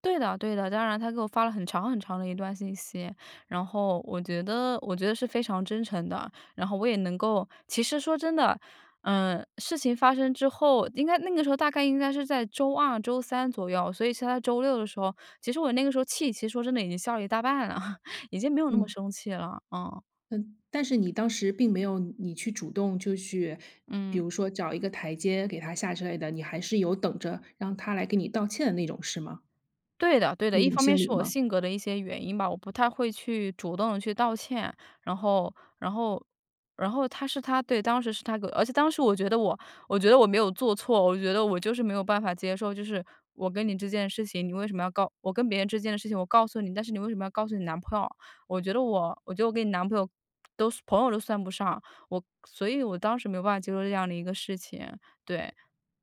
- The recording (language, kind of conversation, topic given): Chinese, podcast, 有没有一次和解让关系变得更好的例子？
- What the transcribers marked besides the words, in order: chuckle